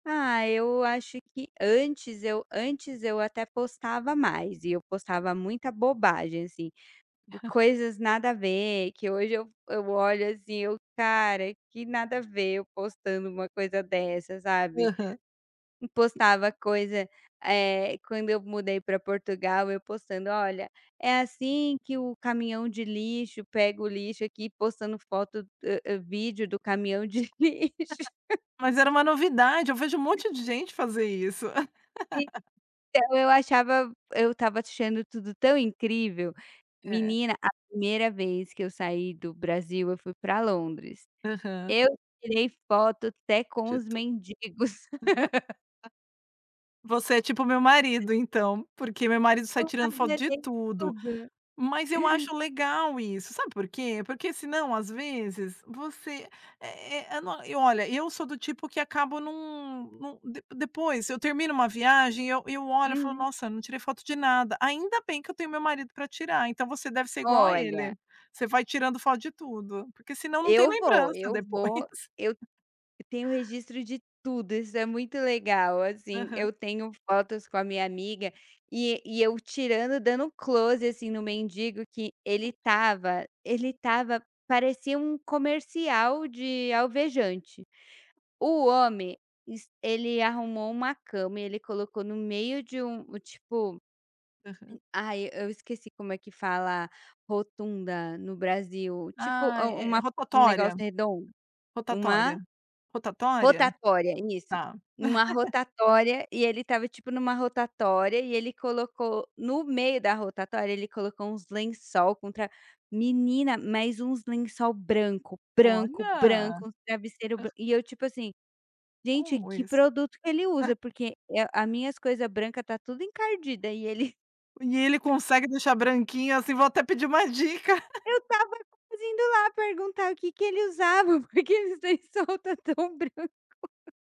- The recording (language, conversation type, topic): Portuguese, podcast, Como você equilibra estar online e viver o presente?
- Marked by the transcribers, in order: chuckle; other background noise; tapping; laugh; laughing while speaking: "lixo"; laugh; laugh; laugh; unintelligible speech; laughing while speaking: "depois"; unintelligible speech; chuckle; chuckle; chuckle; chuckle; laughing while speaking: "porque aqueles lençol está tão branco"